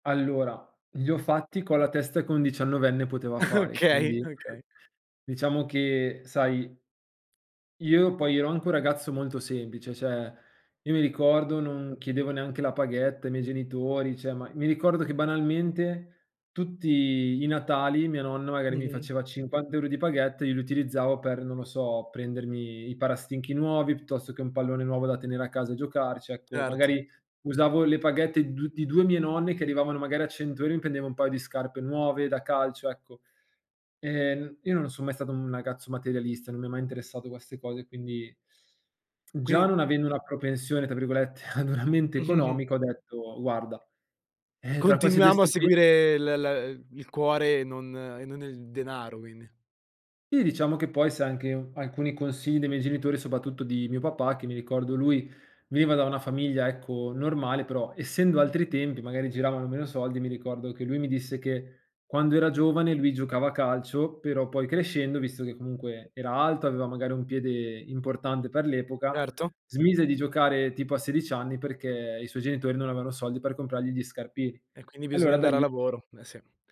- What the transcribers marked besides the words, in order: chuckle; laughing while speaking: "Okay"; other background noise; "cioè" said as "ceh"; "cioè" said as "ceh"; tapping; laughing while speaking: "virgolette, ad"; chuckle; "quindi" said as "uindi"; "Sì" said as "Ì"; "soprattutto" said as "sopatutto"; "veniva" said as "viniva"; "sedici" said as "sedic"; "avevano" said as "aveano"
- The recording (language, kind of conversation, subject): Italian, podcast, Come hai deciso di lasciare un lavoro sicuro per intraprendere qualcosa di incerto?